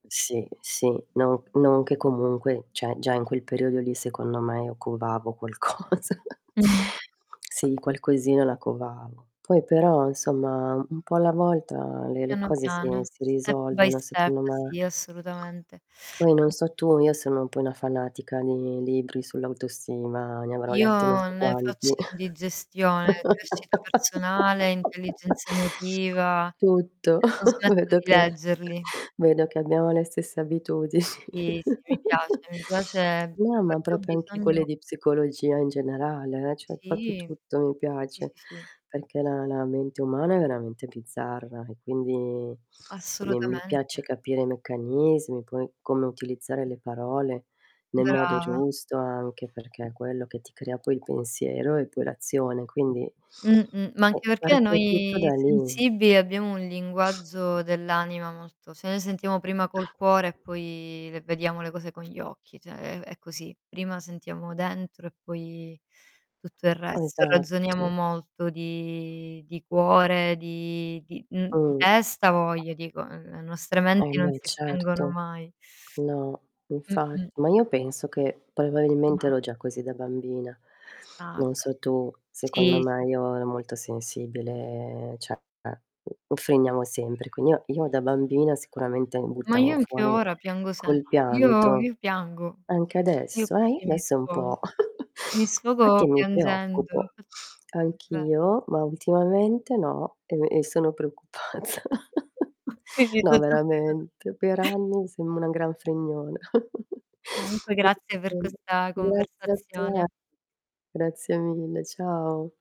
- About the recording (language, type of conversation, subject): Italian, unstructured, Qual è il tuo approccio per migliorare la tua autostima?
- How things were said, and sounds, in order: "cioè" said as "ceh"; static; laughing while speaking: "qualcosa"; chuckle; tapping; other background noise; in English: "step by step"; distorted speech; laugh; chuckle; laughing while speaking: "abitudini"; chuckle; "proprio" said as "propio"; "proprio" said as "popio"; "perché" said as "peché"; "cioè" said as "ceh"; door; "cioè" said as "ceh"; drawn out: "di"; drawn out: "di"; "cioè" said as "ceh"; chuckle; unintelligible speech; laughing while speaking: "preoccupata"; chuckle; chuckle; unintelligible speech